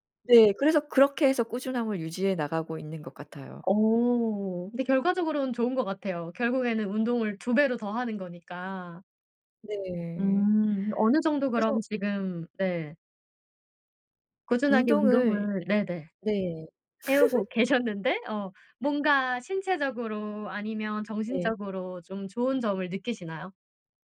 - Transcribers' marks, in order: tapping; laugh; other background noise
- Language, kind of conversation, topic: Korean, podcast, 꾸준함을 유지하는 비결이 있나요?